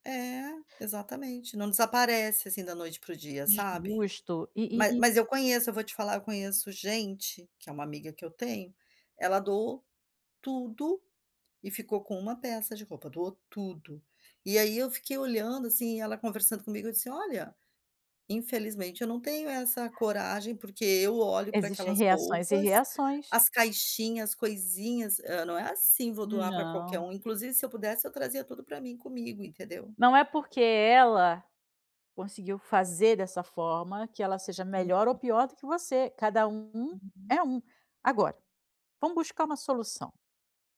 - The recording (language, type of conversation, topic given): Portuguese, advice, Como posso me desapegar de objetos com valor sentimental?
- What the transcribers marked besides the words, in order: tapping; chuckle